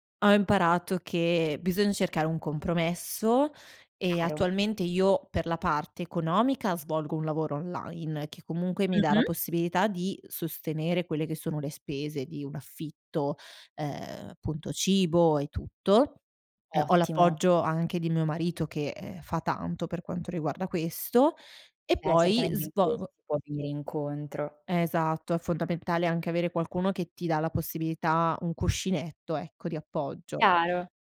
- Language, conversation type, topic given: Italian, podcast, Qual è il primo passo per ripensare la propria carriera?
- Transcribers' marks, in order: none